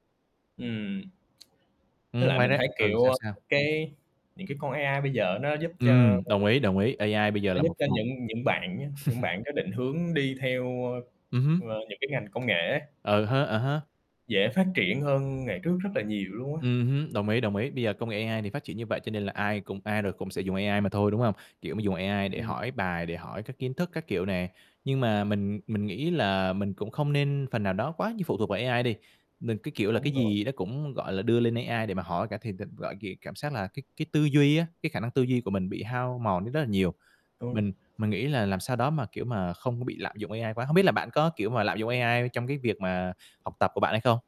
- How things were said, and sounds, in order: static; tapping; other background noise; distorted speech; laugh; unintelligible speech
- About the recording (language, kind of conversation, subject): Vietnamese, unstructured, Bạn nghĩ giáo dục trong tương lai sẽ thay đổi như thế nào nhờ công nghệ?